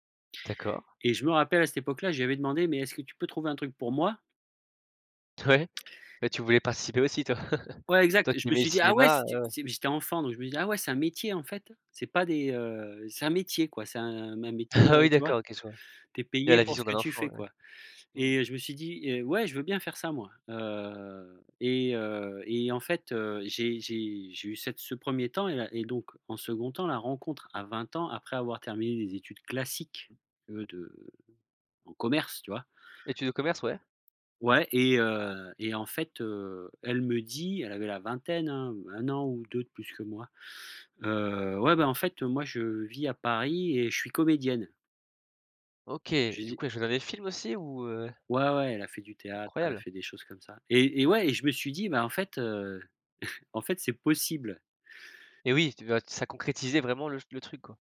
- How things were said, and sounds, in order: stressed: "moi"; chuckle; laughing while speaking: "Ah"; tapping; stressed: "commerce"; chuckle
- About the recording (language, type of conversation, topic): French, podcast, Peux-tu raconter une rencontre qui a changé ta vie ?